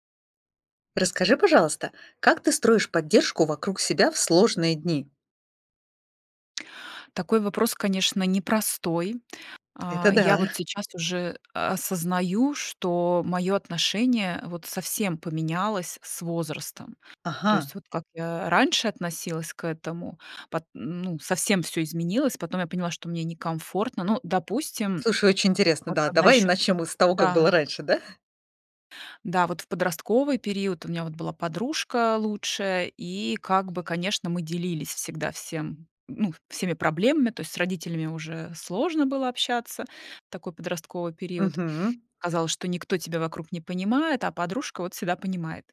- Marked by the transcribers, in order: other background noise; tapping
- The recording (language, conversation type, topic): Russian, podcast, Как вы выстраиваете поддержку вокруг себя в трудные дни?